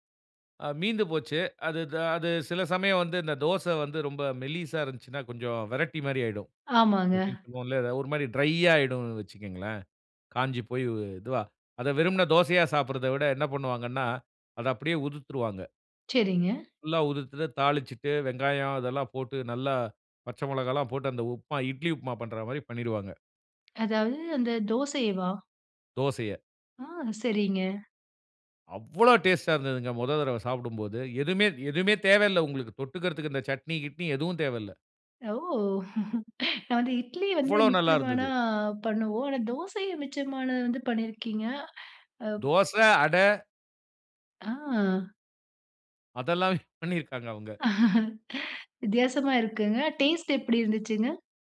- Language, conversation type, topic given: Tamil, podcast, மிச்சமான உணவை புதிதுபோல் சுவையாக மாற்றுவது எப்படி?
- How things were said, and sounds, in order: other noise; joyful: "அவ்வளோ! டேஸ்ட் ஆ இருந்ததுங்க, முதல் … கிட்னி எதுவும் தேவையில்ல"; laugh; joyful: "அவ்ளோ நல்லாருந்தது!"; inhale; laughing while speaking: "அதெல்லா பண்ணிருக்காங்க அவுங்க"; laugh